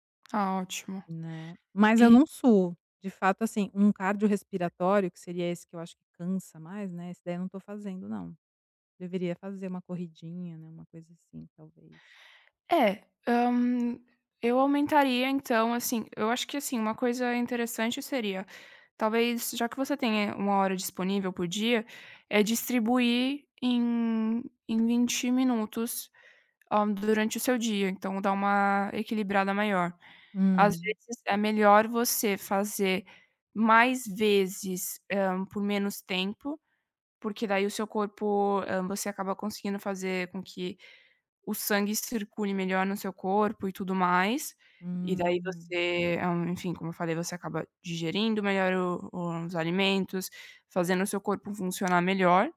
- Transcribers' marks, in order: tapping
- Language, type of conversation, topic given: Portuguese, advice, Por que ainda me sinto tão cansado todas as manhãs, mesmo dormindo bastante?